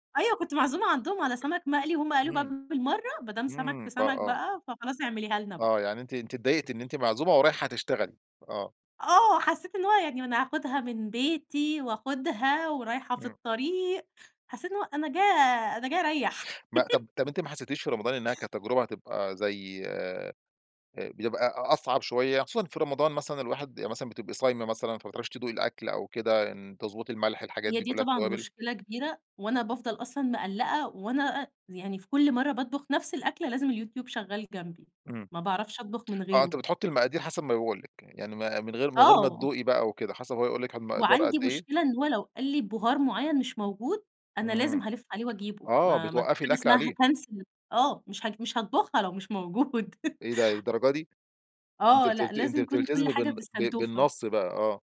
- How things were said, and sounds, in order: laugh; in English: "هاكنسل"; chuckle
- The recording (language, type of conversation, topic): Arabic, podcast, إيه أغرب تجربة في المطبخ عملتها بالصدفة وطلعت حلوة لدرجة إن الناس اتشكروا عليها؟